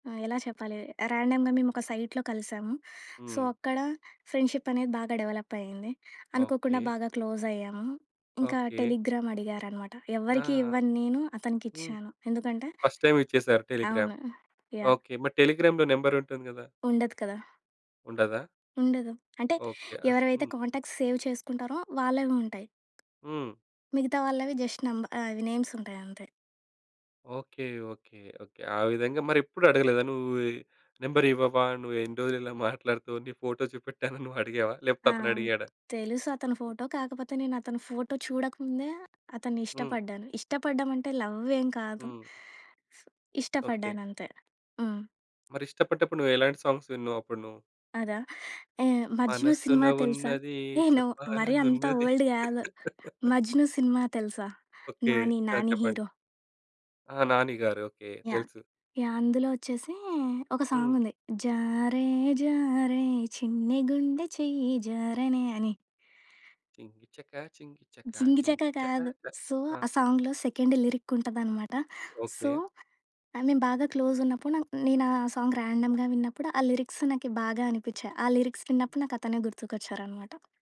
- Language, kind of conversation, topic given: Telugu, podcast, ఒంటరిగా పాటలు విన్నప్పుడు నీకు ఎలాంటి భావన కలుగుతుంది?
- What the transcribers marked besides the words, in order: in English: "ర్యాండమ్‌గా"; in English: "సైట్‌లో"; in English: "సో"; in English: "ఫ్రెండ్‌షిప్"; in English: "డెవలప్"; in English: "క్లోజ్"; in English: "టెలిగ్రామ్"; in English: "ఫస్ట్ టైమ్"; in English: "టెలిగ్రామ్"; in English: "టెలిగ్రామ్‌లో నంబర్"; in English: "కాంటాక్ట్స్ సేవ్"; tapping; in English: "జస్ట్"; in English: "నేమ్స్"; chuckle; other noise; in English: "సో"; other background noise; in English: "సాంగ్స్"; singing: "మనసున ఉన్నది చెప్పాలనున్నది"; in English: "ఓల్డ్"; giggle; in English: "సాంగ్"; singing: "జారే జారే చిన్ని గుండె చెయ్యి జారనే"; humming a tune; in English: "సో"; in English: "సాంగ్‌లో సెకండ్ లిరిక్"; in English: "సో"; in English: "క్లోజ్"; in English: "సాంగ్ ర్యాండమ్‌గా"; in English: "లిరిక్స్"; in English: "లిరిక్స్"